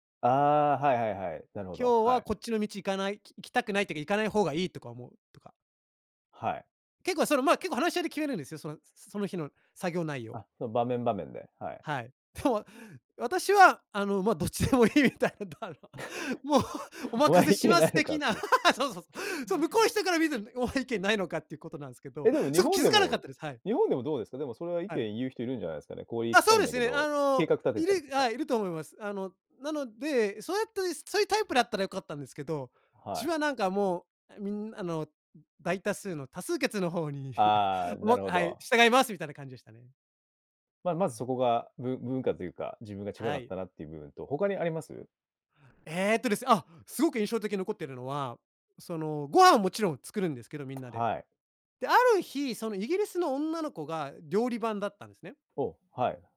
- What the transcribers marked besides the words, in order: laughing while speaking: "どっちでもいいみたいだ … 意見ないのか"; laugh; laughing while speaking: "お前、意見ないのかっていう"; laugh; laugh; other background noise
- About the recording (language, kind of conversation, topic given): Japanese, podcast, 好奇心に導かれて訪れた場所について、どんな体験をしましたか？